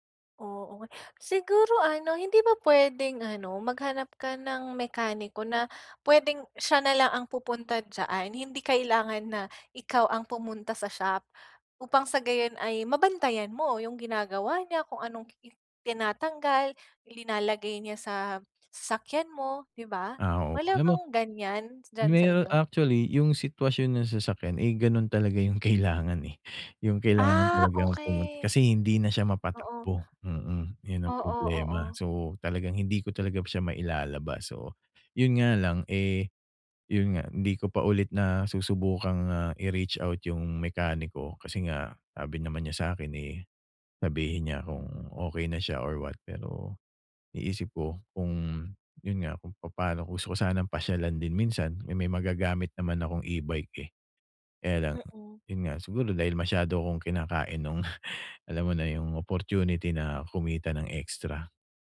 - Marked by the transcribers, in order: laughing while speaking: "kailangan"; chuckle
- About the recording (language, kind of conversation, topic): Filipino, advice, Paano ako makakabuo ng regular na malikhaing rutina na maayos at organisado?